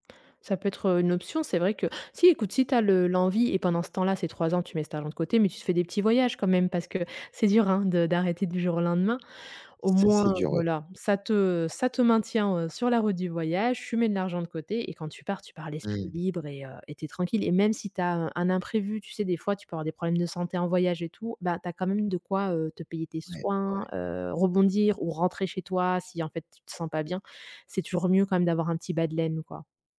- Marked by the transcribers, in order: tapping
- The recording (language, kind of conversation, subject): French, advice, Comment décrire une décision financière risquée prise sans garanties ?